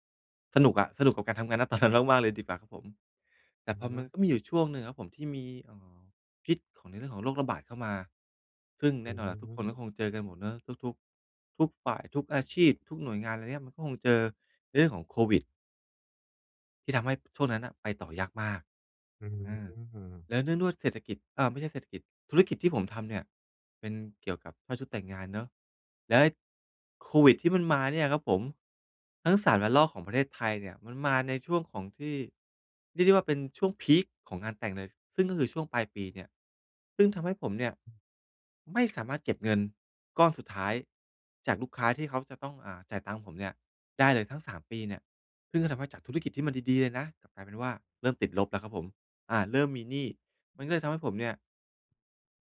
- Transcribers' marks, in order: tapping; laughing while speaking: "นั้น"
- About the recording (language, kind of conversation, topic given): Thai, advice, จะจัดการกระแสเงินสดของธุรกิจให้มั่นคงได้อย่างไร?